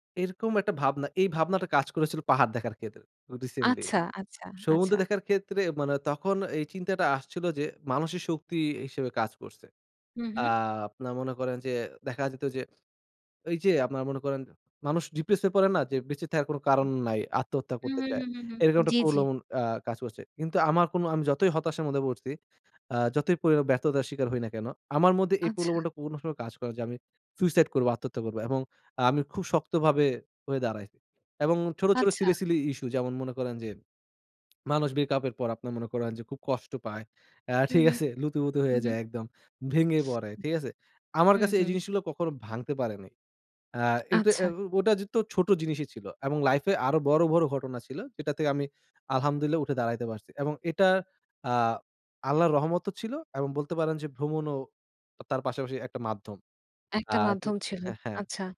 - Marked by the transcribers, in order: in English: "silly, silly"; tongue click; in Arabic: "الحمد لله"
- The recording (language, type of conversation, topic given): Bengali, podcast, আপনার জীবনে সবচেয়ে বেশি পরিবর্তন এনেছিল এমন কোন ভ্রমণটি ছিল?